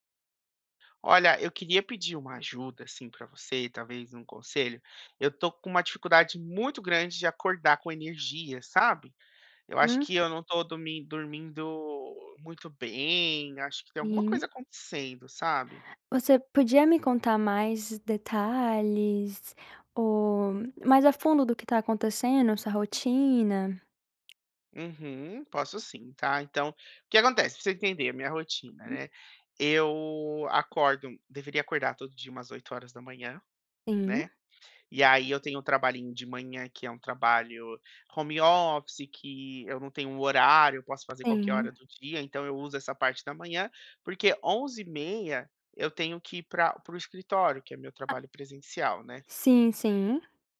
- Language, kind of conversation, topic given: Portuguese, advice, Como posso criar uma rotina matinal revigorante para acordar com mais energia?
- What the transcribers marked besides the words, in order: tapping; other noise; in English: "home office"